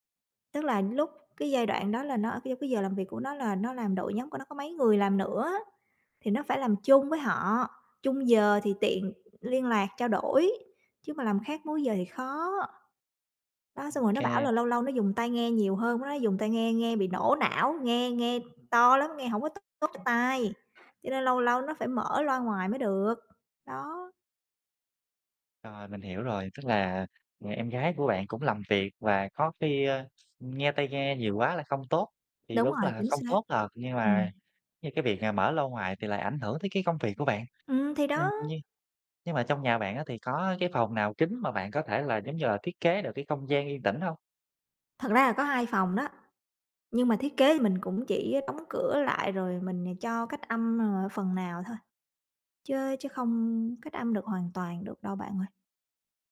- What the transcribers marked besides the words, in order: other background noise; tapping
- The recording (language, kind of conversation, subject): Vietnamese, advice, Làm thế nào để bạn tạo được một không gian yên tĩnh để làm việc tập trung tại nhà?